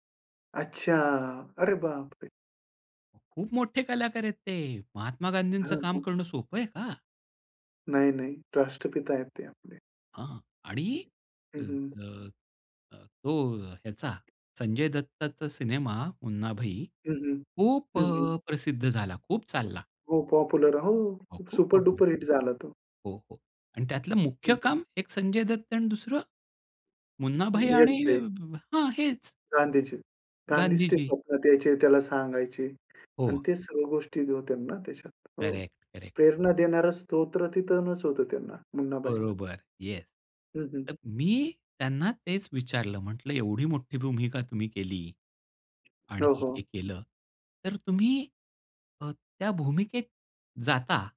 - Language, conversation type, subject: Marathi, podcast, आवडत्या कलाकाराला प्रत्यक्ष पाहिल्यावर तुम्हाला कसं वाटलं?
- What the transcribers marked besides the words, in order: tapping; other background noise